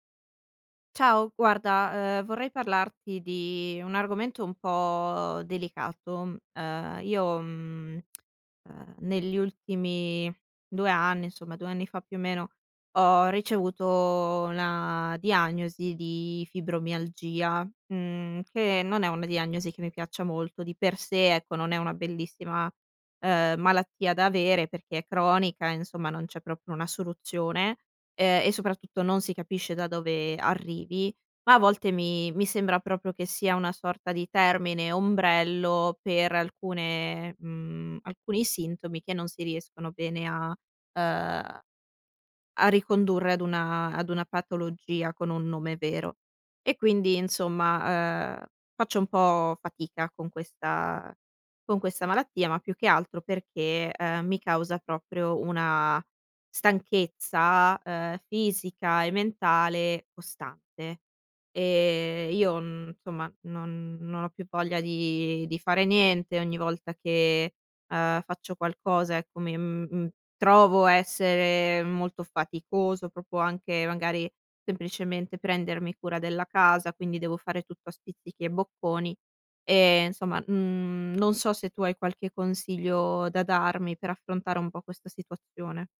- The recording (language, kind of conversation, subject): Italian, advice, Come influisce l'affaticamento cronico sulla tua capacità di prenderti cura della famiglia e mantenere le relazioni?
- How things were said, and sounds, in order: tsk; "proprio" said as "propio"; tapping; "proprio" said as "propo"; "insomma" said as "nsomma"